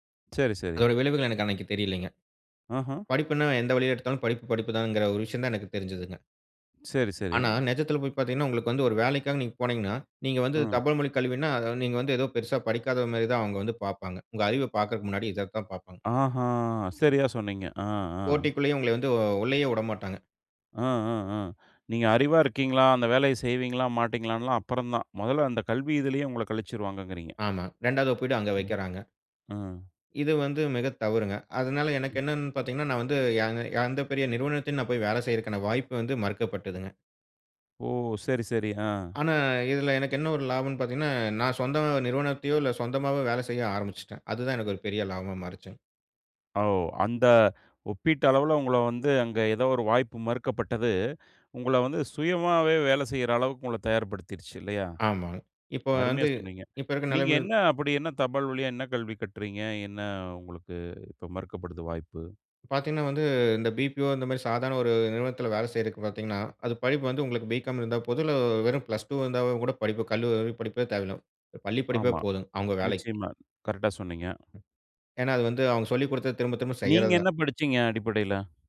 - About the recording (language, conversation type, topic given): Tamil, podcast, மற்றவர்களுடன் உங்களை ஒப்பிடும் பழக்கத்தை நீங்கள் எப்படி குறைத்தீர்கள், அதற்கான ஒரு அனுபவத்தைப் பகிர முடியுமா?
- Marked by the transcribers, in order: drawn out: "அஹ்ம்!"; other background noise; tapping